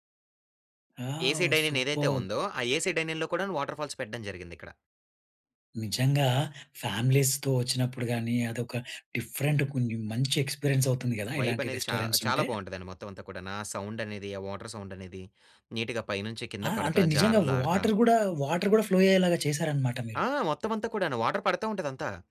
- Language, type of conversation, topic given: Telugu, podcast, ఒక కమ్యూనిటీ వంటశాల నిర్వహించాలంటే ప్రారంభంలో ఏం చేయాలి?
- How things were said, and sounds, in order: in English: "ఏసీ డైనిన్"; in English: "సూపర్బ్"; in English: "ఏసీ డైనిన్‌లో"; in English: "వాటర్‌ఫాల్స్"; in English: "ఫ్యామిలీస్‌తో"; in English: "డిఫరెంట్"; in English: "ఎక్స్‌పీ‌రియన్స్"; in English: "వైబ్"; in English: "రెస్టారెంట్స్"; in English: "సౌండ్"; in English: "వాటర్ సౌండ్"; in English: "నీట్‌గా"; in English: "వాటర్"; in English: "వాటర్"; in English: "ఫ్లో"; in English: "వాటర్"